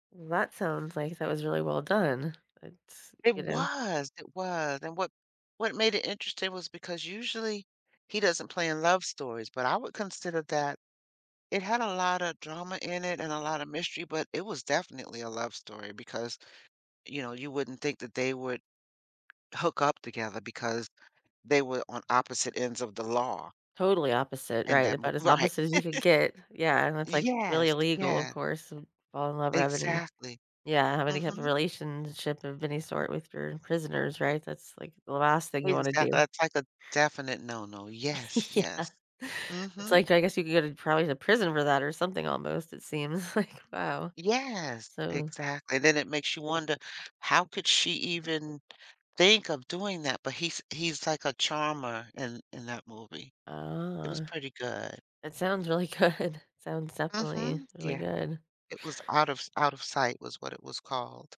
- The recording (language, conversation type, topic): English, unstructured, How do unexpected casting choices change the way you experience a movie?
- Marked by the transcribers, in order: laugh; laughing while speaking: "Yeah"; laughing while speaking: "seems like"; other background noise; laughing while speaking: "really good"